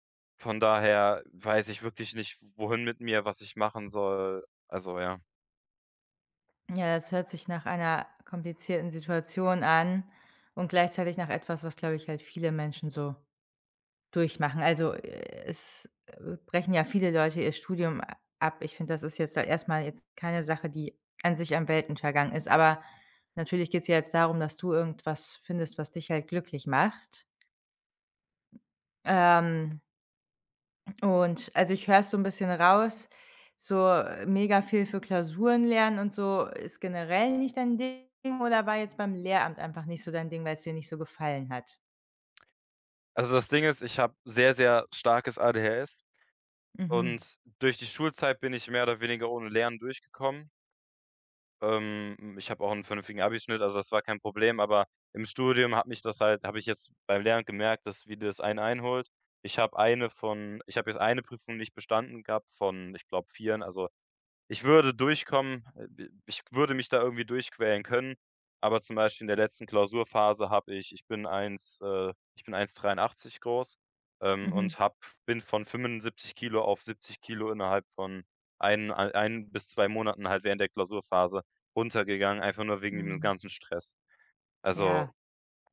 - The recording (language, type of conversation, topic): German, advice, Worauf sollte ich meine Aufmerksamkeit richten, wenn meine Prioritäten unklar sind?
- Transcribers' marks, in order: none